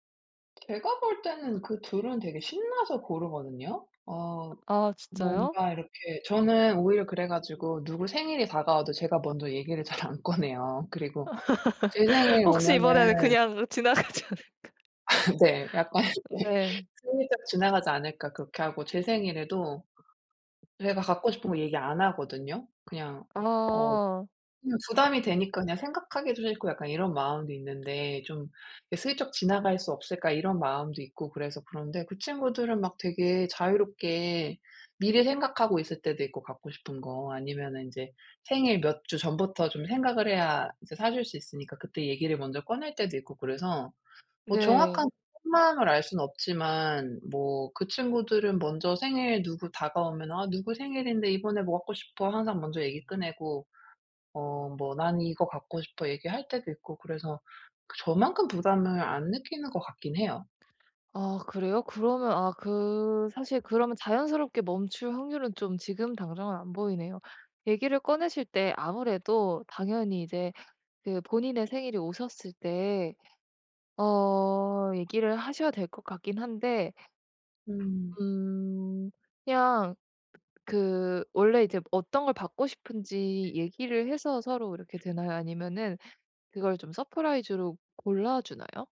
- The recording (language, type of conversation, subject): Korean, advice, 친구 모임 비용이 부담될 때 어떻게 말하면 좋을까요?
- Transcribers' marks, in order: tapping; other background noise; laughing while speaking: "잘 안 꺼내요"; laugh; laughing while speaking: "혹시 이번에는 그냥 지나가지 않을까?"; laughing while speaking: "아 네. 약간 네"; unintelligible speech